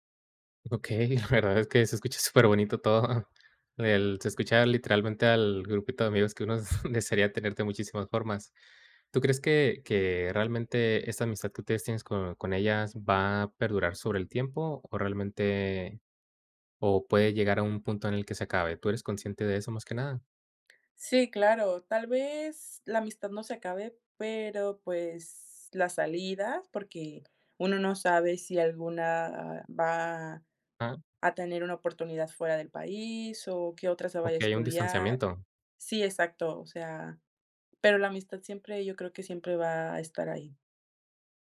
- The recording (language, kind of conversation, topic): Spanish, podcast, ¿Puedes contarme sobre una amistad que cambió tu vida?
- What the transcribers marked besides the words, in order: laughing while speaking: "Okey, la verdad es que se escucha superbonito todo"; chuckle